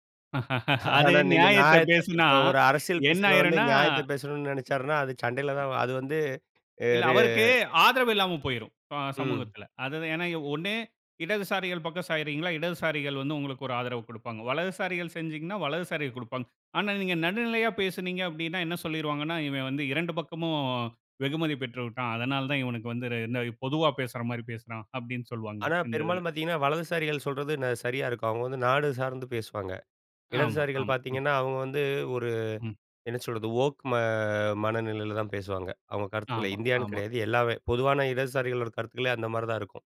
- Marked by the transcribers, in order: chuckle; other noise
- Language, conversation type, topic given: Tamil, podcast, குறிப்புரைகள் மற்றும் கேலி/தொந்தரவு பதிவுகள் வந்தால் நீங்கள் எப்படி பதிலளிப்பீர்கள்?